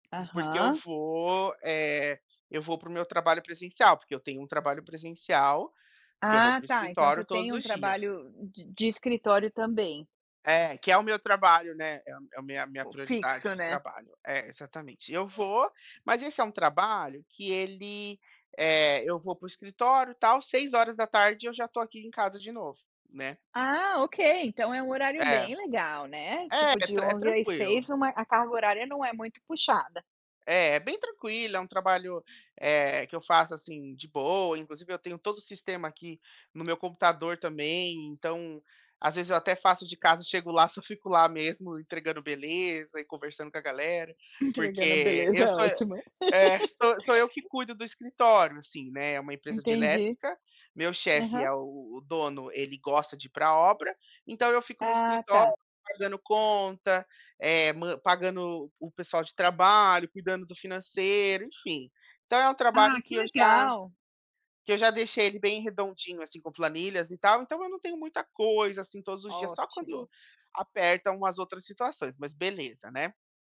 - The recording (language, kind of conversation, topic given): Portuguese, advice, Como posso me sentir mais motivado de manhã quando acordo sem energia?
- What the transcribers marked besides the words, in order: tapping; other background noise; laugh